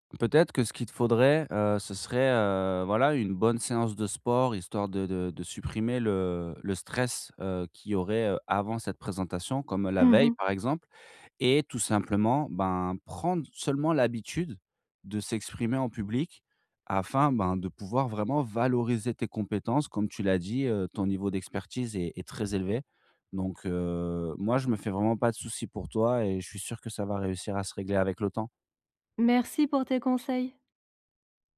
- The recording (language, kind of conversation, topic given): French, advice, Comment réduire rapidement une montée soudaine de stress au travail ou en public ?
- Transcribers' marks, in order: stressed: "stress"; tapping